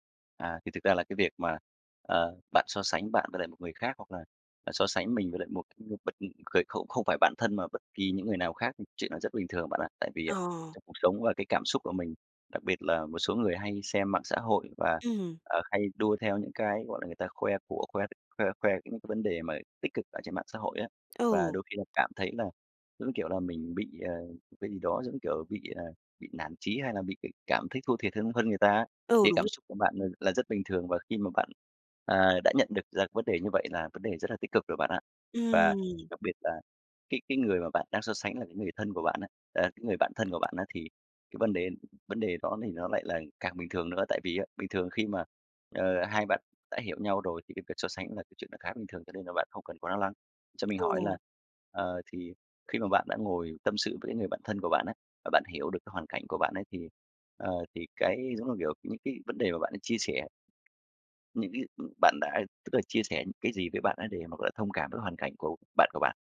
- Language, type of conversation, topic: Vietnamese, advice, Làm sao để ngừng so sánh bản thân với người khác?
- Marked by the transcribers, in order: tapping